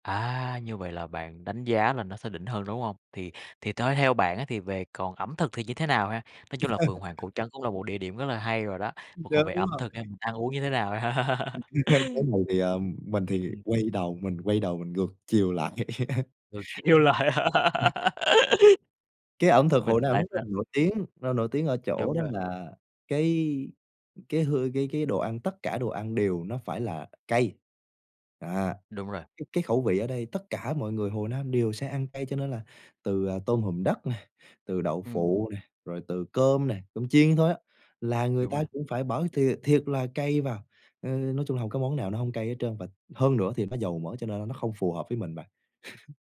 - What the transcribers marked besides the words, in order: laugh; tapping; chuckle; laugh; other background noise; laughing while speaking: "kêu lại"; laugh; other noise; laugh; chuckle
- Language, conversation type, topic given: Vietnamese, podcast, Bạn có thể kể về chuyến phiêu lưu đáng nhớ nhất của mình không?